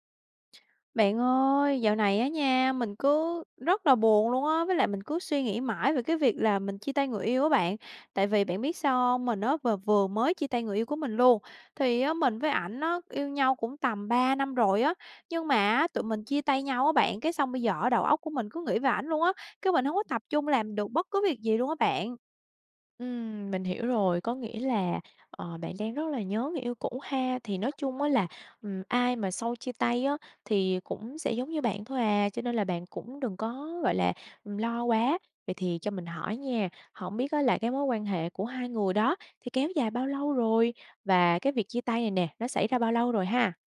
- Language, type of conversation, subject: Vietnamese, advice, Làm sao để ngừng nghĩ về người cũ sau khi vừa chia tay?
- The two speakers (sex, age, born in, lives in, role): female, 25-29, Vietnam, Vietnam, advisor; female, 25-29, Vietnam, Vietnam, user
- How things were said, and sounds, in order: tapping; unintelligible speech